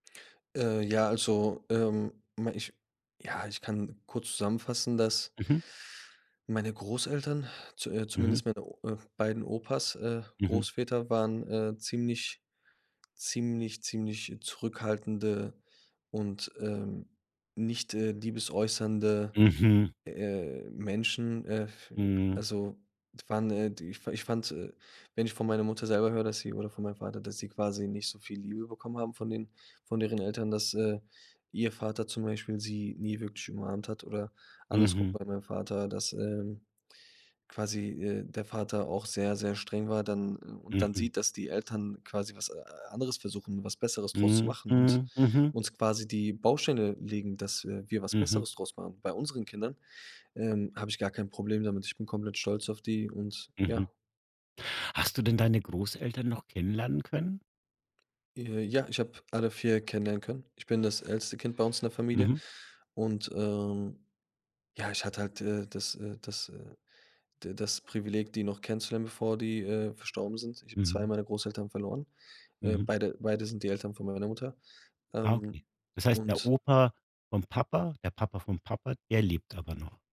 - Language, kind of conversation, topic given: German, podcast, Wie wurden bei euch zu Hause Gefühle gezeigt oder zurückgehalten?
- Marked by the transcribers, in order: other background noise